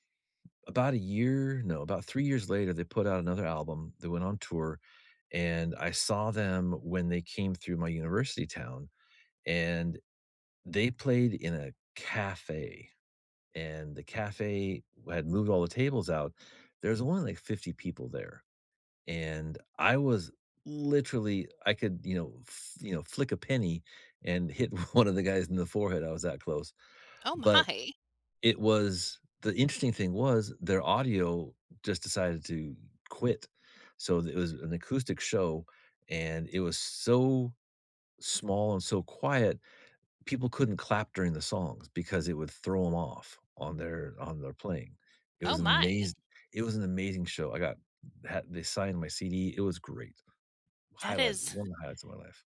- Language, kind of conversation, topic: English, unstructured, Which concerts unexpectedly blew you away—from tiny backroom gigs to epic stadium tours—and why?
- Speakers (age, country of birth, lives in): 25-29, United States, United States; 55-59, United States, United States
- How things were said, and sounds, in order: stressed: "literally"; tapping; laughing while speaking: "one"; surprised: "Oh my!"; laughing while speaking: "my!"; surprised: "Oh my!"